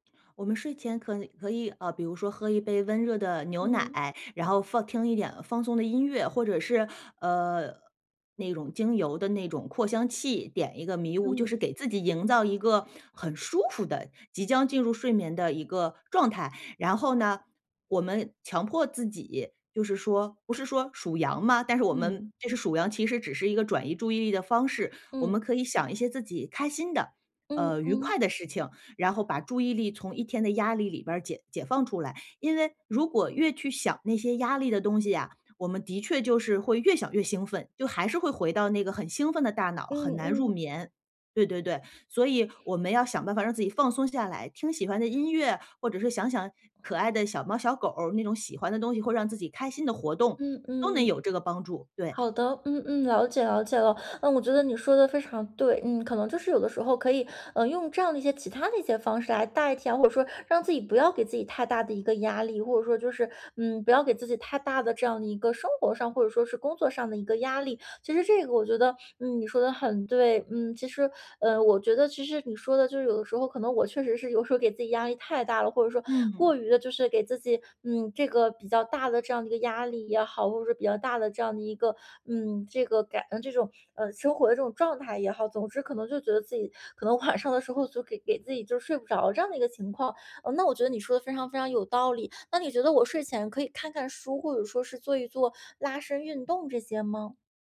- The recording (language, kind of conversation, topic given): Chinese, advice, 睡前如何减少使用手机和其他屏幕的时间？
- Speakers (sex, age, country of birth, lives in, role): female, 30-34, China, Ireland, user; female, 40-44, China, United States, advisor
- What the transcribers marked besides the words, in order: other background noise; laughing while speaking: "晚上"